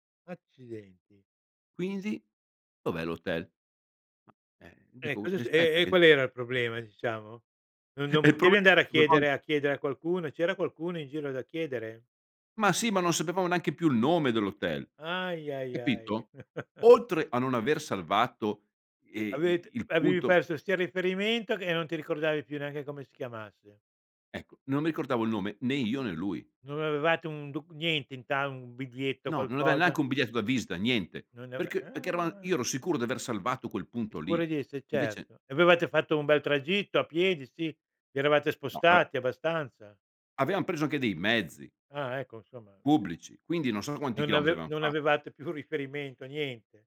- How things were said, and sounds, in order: unintelligible speech; chuckle; stressed: "Oltre"; tapping; "ricordavo" said as "cordavo"; "biglietto" said as "bidietto"; drawn out: "ah"; "Avevam" said as "avean"; "insomma" said as "nsomma"; other background noise; "avevamo" said as "avam"
- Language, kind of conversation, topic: Italian, podcast, Raccontami di una volta in cui ti sei perso durante un viaggio: com’è andata?